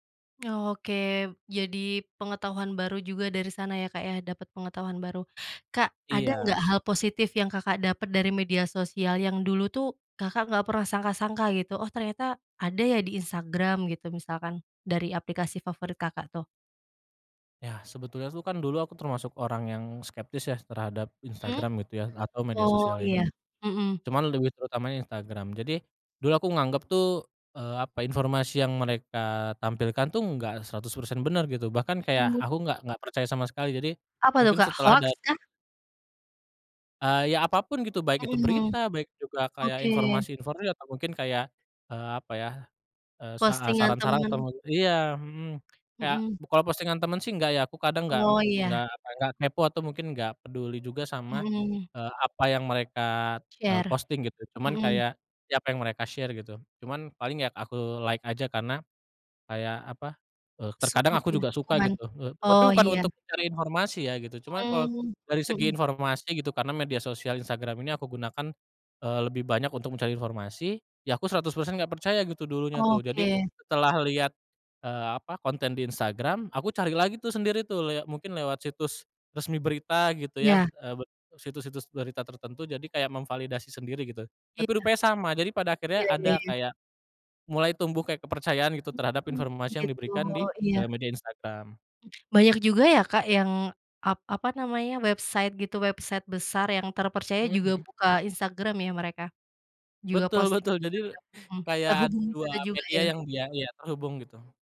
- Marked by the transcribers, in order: tapping; in English: "Share"; in English: "share"; in English: "like"; in English: "website"; in English: "website"
- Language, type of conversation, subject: Indonesian, podcast, Menurut kamu, apa manfaat media sosial dalam kehidupan sehari-hari?